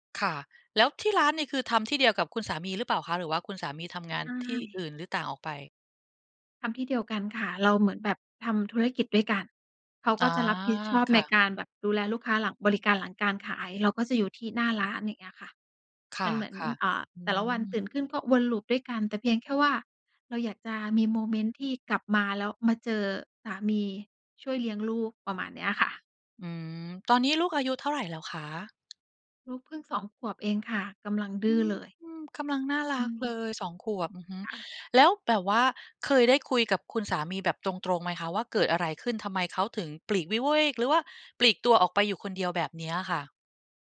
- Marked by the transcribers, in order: in English: "loop"
- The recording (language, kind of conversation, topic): Thai, advice, ฉันควรจัดการอารมณ์และปฏิกิริยาที่เกิดซ้ำๆ ในความสัมพันธ์อย่างไร?